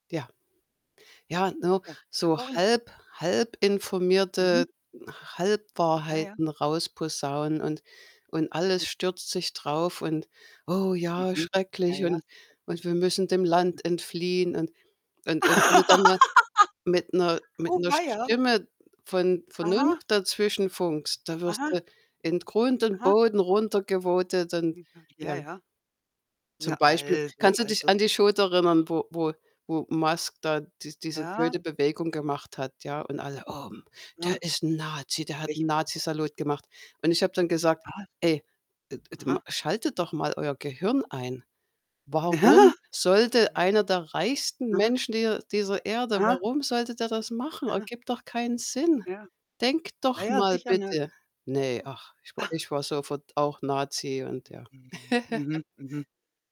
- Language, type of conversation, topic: German, unstructured, Welche Rolle spielen soziale Medien in der Politik?
- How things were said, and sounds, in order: static; distorted speech; other background noise; laugh; laugh; laugh